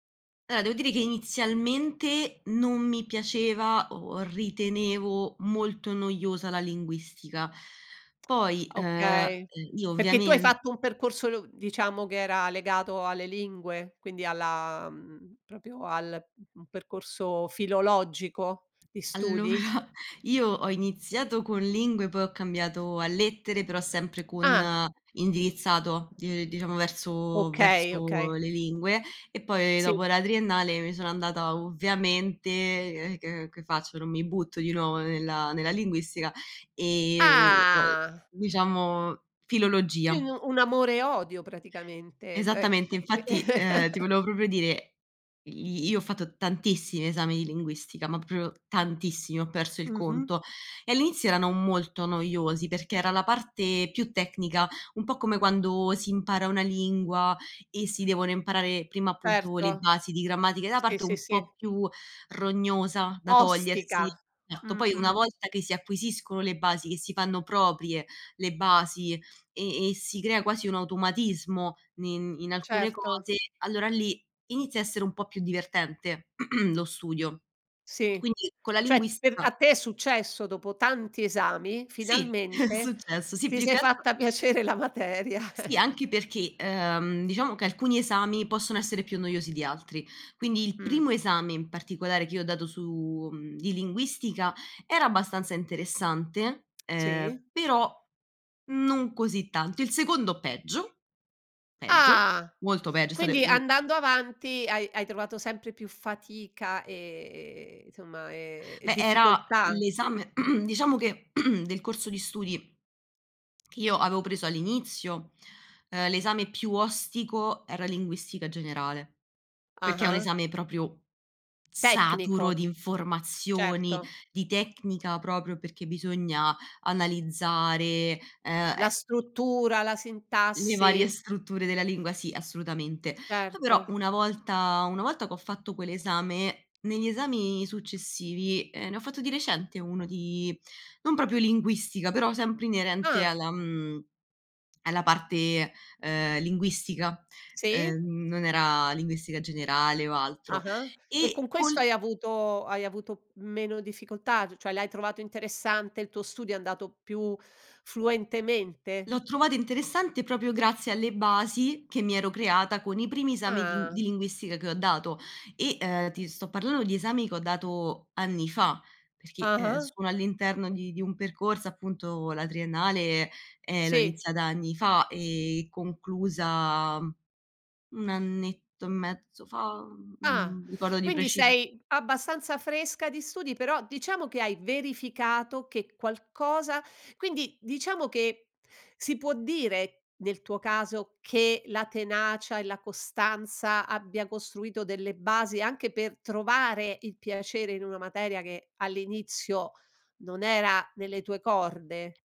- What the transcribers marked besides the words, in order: "Allora" said as "Alò"; tsk; "proprio" said as "propio"; unintelligible speech; laughing while speaking: "Allora"; unintelligible speech; drawn out: "Ah!"; unintelligible speech; chuckle; "proprio" said as "propio"; throat clearing; laughing while speaking: "è successo"; laughing while speaking: "piacere la materia"; chuckle; other background noise; throat clearing; "proprio" said as "propio"; "proprio" said as "propio"; "cioè" said as "ceh"; "esami" said as "sami"
- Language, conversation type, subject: Italian, podcast, Come fai a trovare la motivazione quando studiare ti annoia?